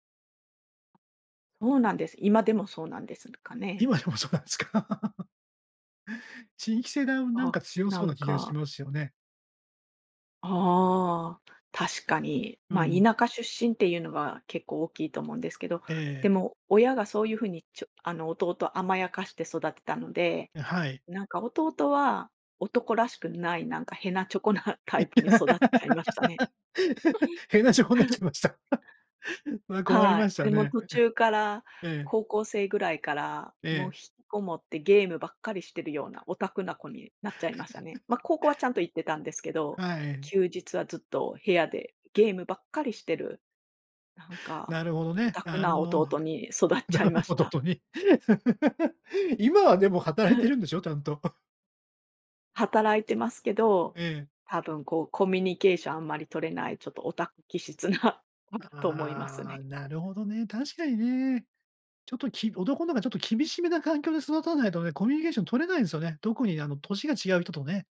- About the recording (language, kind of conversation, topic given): Japanese, podcast, 子どもの頃、家の雰囲気はどんな感じでしたか？
- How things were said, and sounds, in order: tapping; laughing while speaking: "今でもそうなんすか？"; chuckle; laughing while speaking: "へなちょこなタイプに"; laugh; laughing while speaking: "へなちょこになっちゃいました。それは困りましたね"; chuckle; laugh; other noise; unintelligible speech; laughing while speaking: "ほどとに"; laugh; laughing while speaking: "気質な"